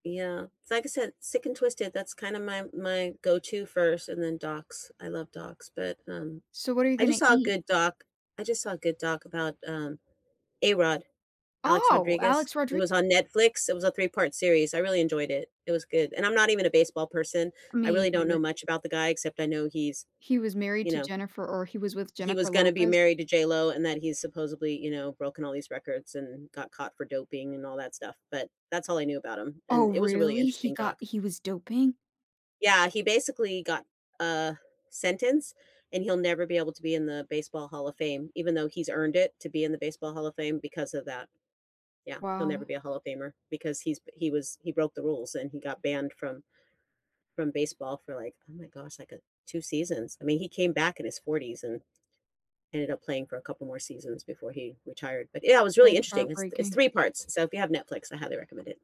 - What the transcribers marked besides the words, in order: other background noise; tapping
- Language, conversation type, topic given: English, unstructured, What movie marathon suits friends' night and how would each friend contribute?